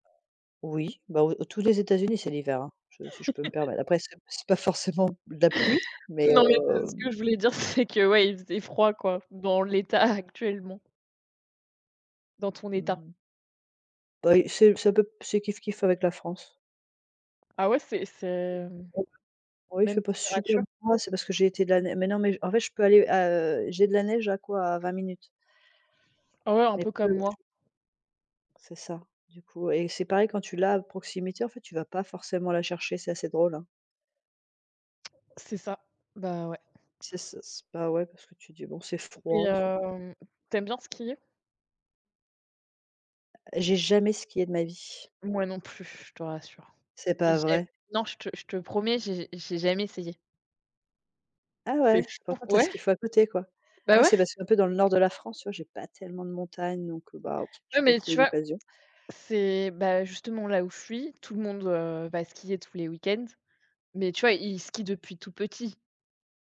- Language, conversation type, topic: French, unstructured, Préférez-vous partir en vacances à l’étranger ou faire des découvertes près de chez vous ?
- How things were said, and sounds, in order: other background noise; chuckle; laughing while speaking: "Non, mais parce que je … dans l'état actuellement"; tapping; unintelligible speech